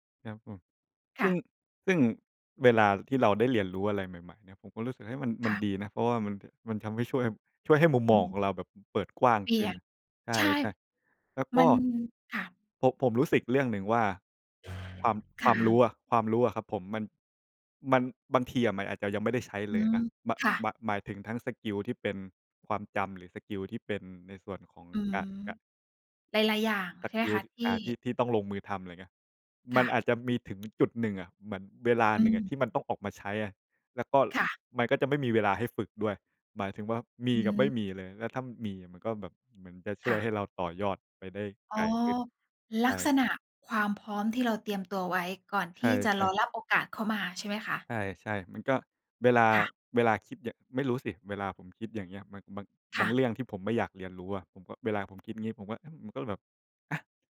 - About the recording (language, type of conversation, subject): Thai, unstructured, การเรียนรู้ที่สนุกที่สุดในชีวิตของคุณคืออะไร?
- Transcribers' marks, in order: "ผม-" said as "โผะ"; other background noise; "แล้วก็" said as "กอล"